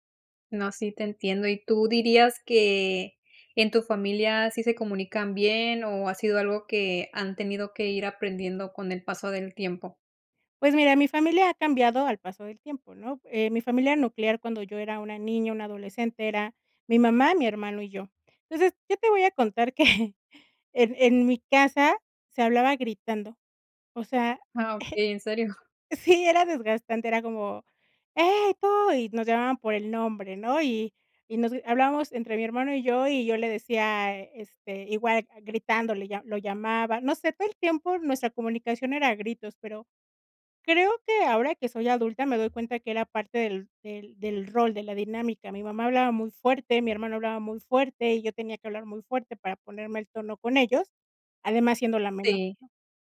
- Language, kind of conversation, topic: Spanish, podcast, ¿Cómo describirías una buena comunicación familiar?
- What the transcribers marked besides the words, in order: laughing while speaking: "que"; chuckle; other background noise